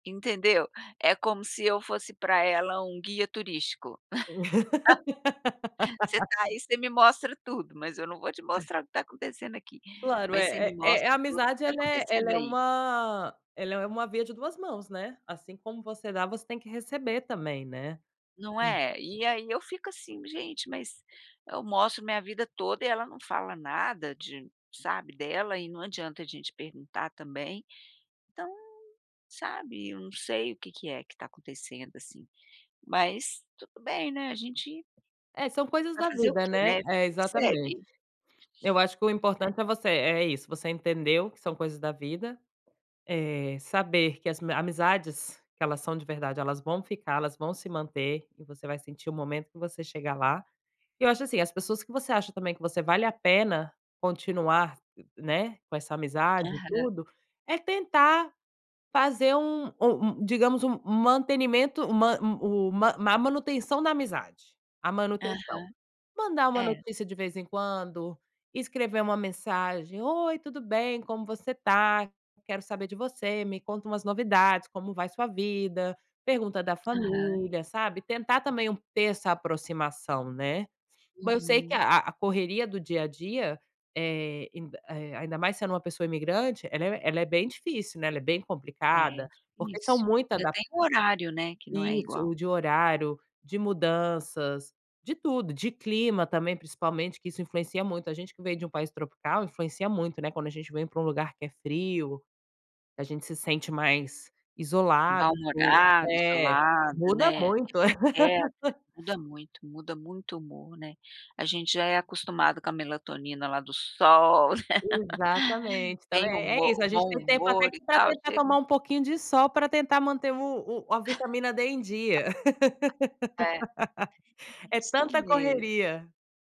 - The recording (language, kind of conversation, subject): Portuguese, advice, Como a mudança de cidade ou de rotina afetou a sua amizade?
- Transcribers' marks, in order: laugh; tapping; laugh; other background noise; laugh; laugh; laugh; laugh